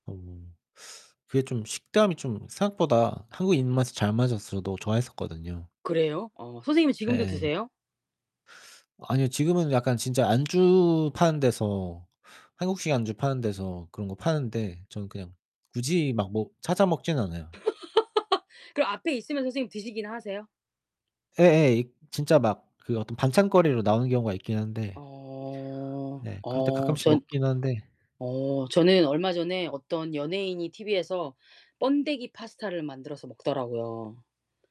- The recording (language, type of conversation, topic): Korean, unstructured, 음식을 먹다가 특별한 추억이 떠오른 적이 있나요?
- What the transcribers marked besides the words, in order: laugh; other background noise; tapping